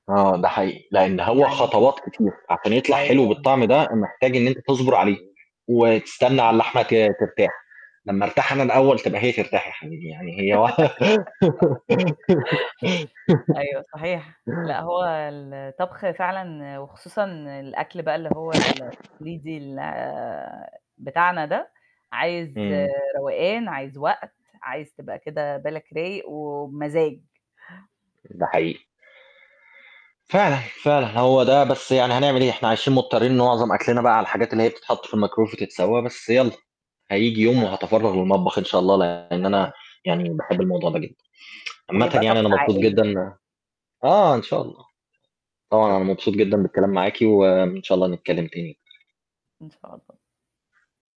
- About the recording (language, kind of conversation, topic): Arabic, unstructured, إيه أحلى ذكرى عندك مرتبطة بأكلة معيّنة؟
- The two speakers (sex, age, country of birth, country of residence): female, 40-44, Egypt, United States; male, 30-34, Egypt, Germany
- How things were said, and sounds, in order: background speech; static; distorted speech; other noise; laugh; laughing while speaking: "واح"; giggle; other background noise; other street noise; in English: "الميكرويف"; tsk; tapping